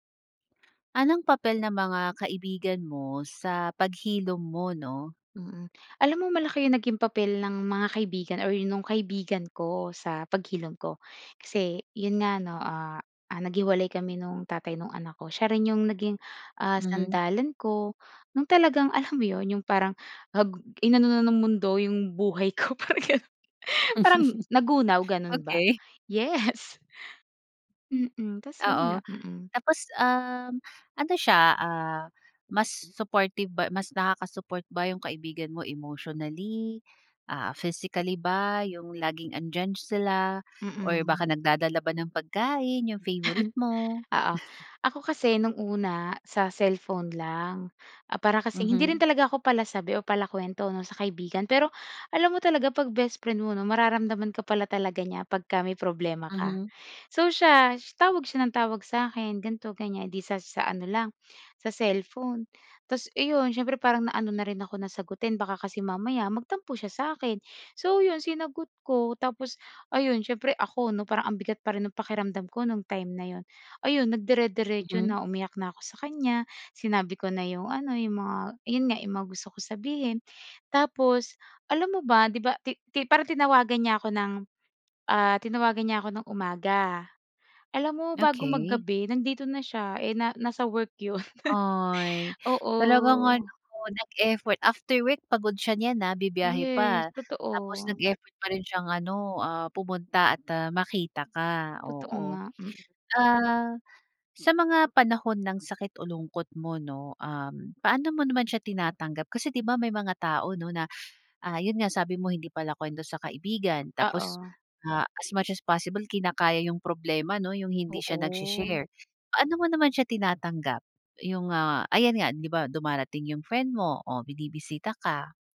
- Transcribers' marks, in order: tapping; laugh; laughing while speaking: "parang gano'n"; laughing while speaking: "Yes"; laugh; snort; snort; laughing while speaking: "'yon"; laugh; other background noise
- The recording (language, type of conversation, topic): Filipino, podcast, Ano ang papel ng mga kaibigan sa paghilom mo?